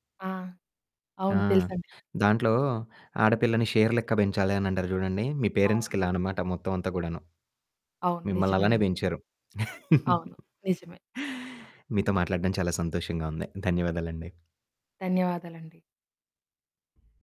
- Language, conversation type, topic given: Telugu, podcast, మీ కుటుంబం మీ గుర్తింపును ఎలా చూస్తుంది?
- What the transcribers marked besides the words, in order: in English: "షేర్"; in English: "పేరెంట్స్‌కి"; other background noise; static; chuckle